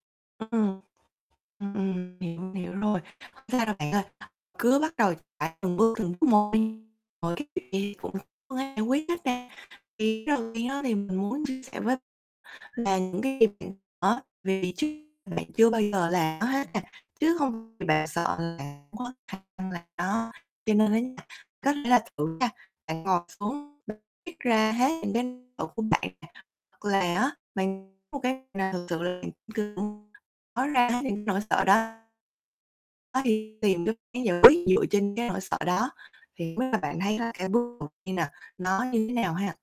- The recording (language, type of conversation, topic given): Vietnamese, advice, Nỗi sợ thất bại đang ảnh hưởng như thế nào đến mối quan hệ của bạn với gia đình hoặc bạn bè?
- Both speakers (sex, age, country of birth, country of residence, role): female, 25-29, Vietnam, Vietnam, advisor; male, 18-19, Vietnam, Vietnam, user
- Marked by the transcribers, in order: distorted speech; other background noise; unintelligible speech; unintelligible speech; unintelligible speech; unintelligible speech; unintelligible speech